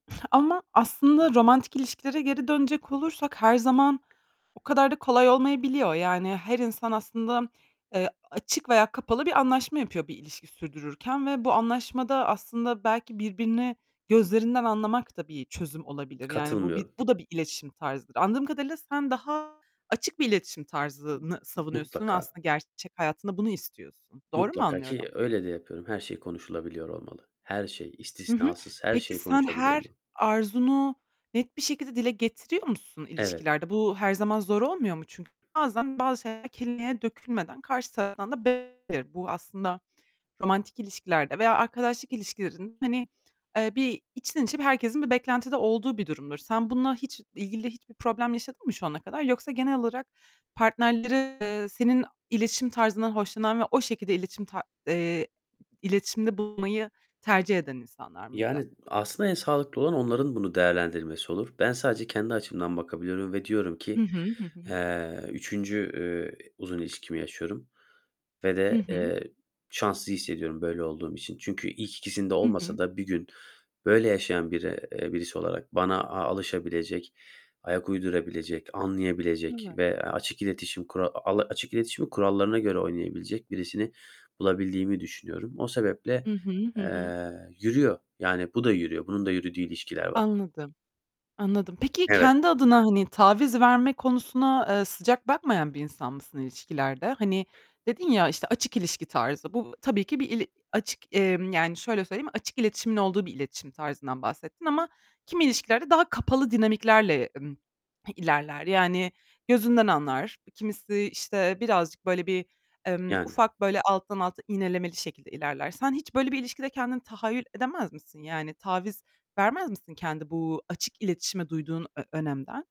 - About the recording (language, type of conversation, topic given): Turkish, podcast, İlişkilerde daha iyi iletişim kurmayı nasıl öğrendin?
- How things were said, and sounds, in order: other background noise; static; distorted speech; tapping; unintelligible speech